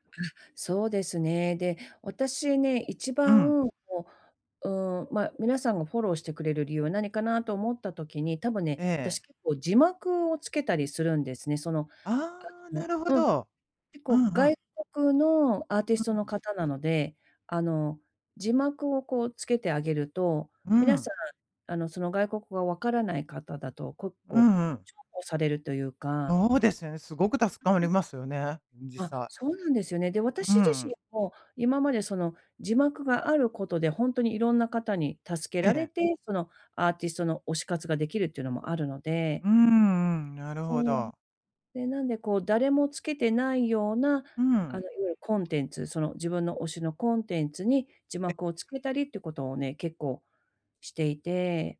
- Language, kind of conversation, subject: Japanese, advice, 仕事以外で自分の価値をどうやって見つけられますか？
- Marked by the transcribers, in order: unintelligible speech